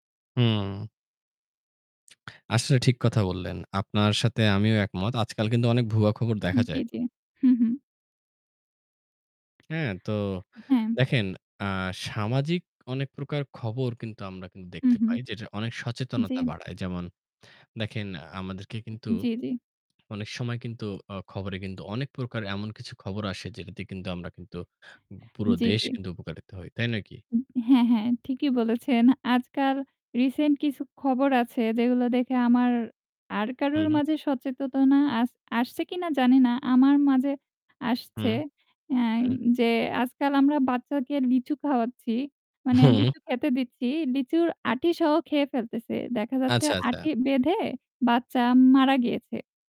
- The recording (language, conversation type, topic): Bengali, unstructured, খবরের মাধ্যমে সামাজিক সচেতনতা কতটা বাড়ানো সম্ভব?
- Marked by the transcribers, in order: static; tapping; other background noise